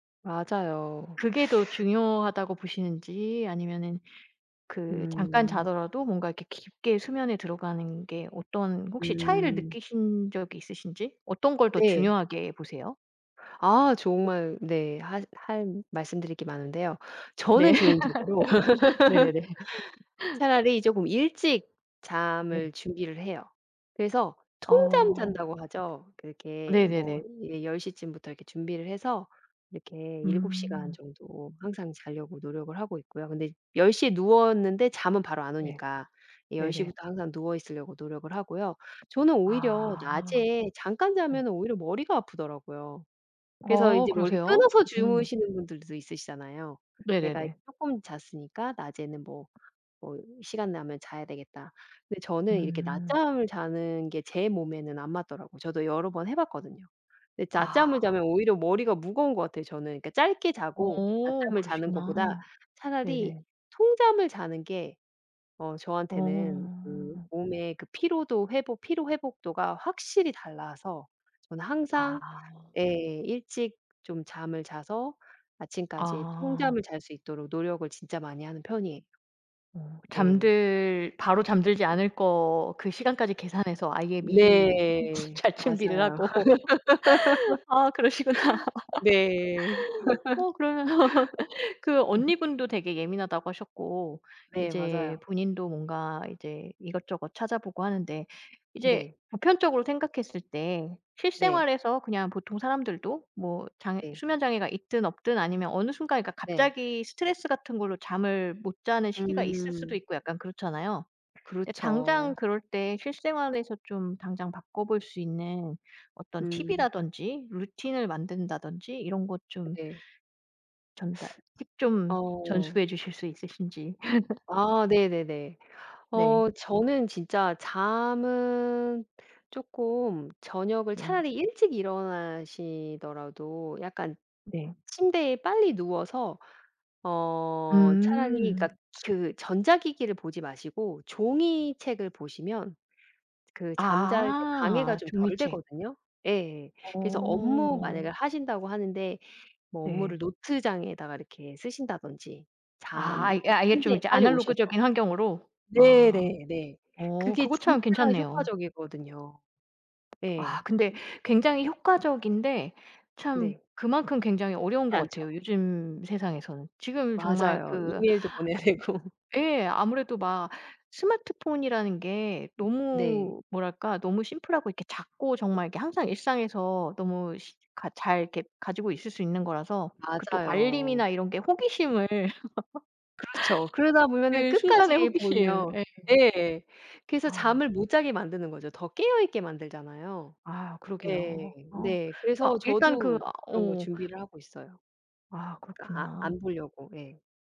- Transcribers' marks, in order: other background noise; laugh; tapping; laughing while speaking: "잘 준비를 하고 아 그러시구나. 어 그러면"; laugh; laugh; teeth sucking; laugh; other noise; laughing while speaking: "되고"; laugh
- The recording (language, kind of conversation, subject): Korean, podcast, 편하게 잠들려면 보통 무엇을 신경 쓰시나요?